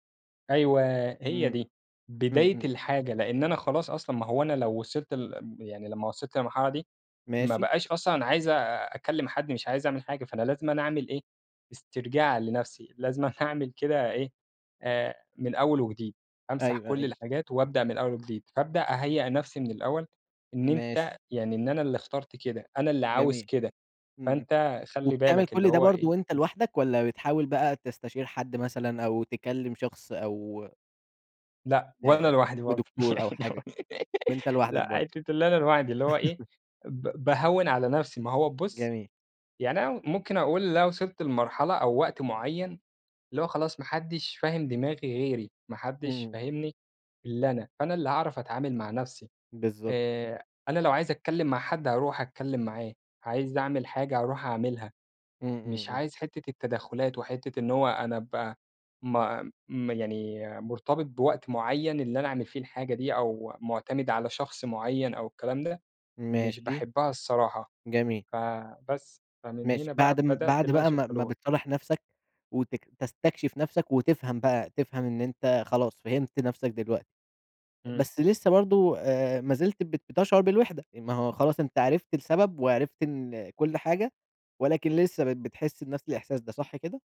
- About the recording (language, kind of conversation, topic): Arabic, podcast, ايه الحاجات الصغيرة اللي بتخفّف عليك إحساس الوحدة؟
- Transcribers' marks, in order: chuckle; tapping; other background noise; other noise; giggle; unintelligible speech; chuckle